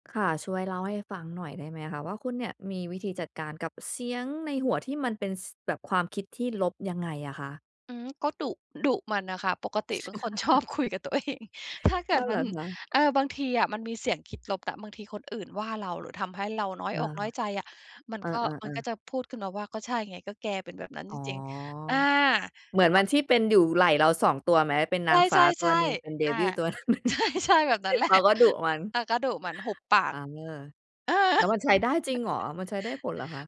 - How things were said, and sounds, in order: chuckle; laughing while speaking: "ชอบคุยกับตัวเอง"; tapping; laughing while speaking: "ใช่ ๆ"; in English: "เดวิล"; laughing while speaking: "ตัวหนึ่ง"; chuckle; laughing while speaking: "แหละ"; chuckle
- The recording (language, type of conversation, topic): Thai, podcast, คุณจัดการกับเสียงในหัวที่เป็นลบอย่างไร?